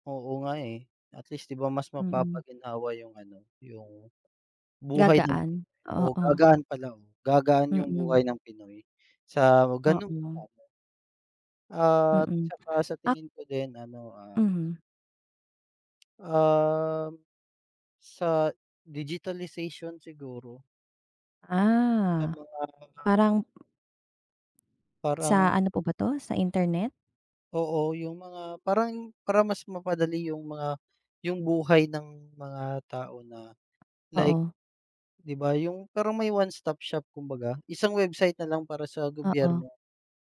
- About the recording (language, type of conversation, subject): Filipino, unstructured, Ano ang unang bagay na babaguhin mo kung ikaw ang naging pangulo ng bansa?
- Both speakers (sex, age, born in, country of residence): female, 30-34, Philippines, Philippines; male, 30-34, Philippines, Philippines
- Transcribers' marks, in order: in English: "digitalization"; tapping; in English: "one stop shop"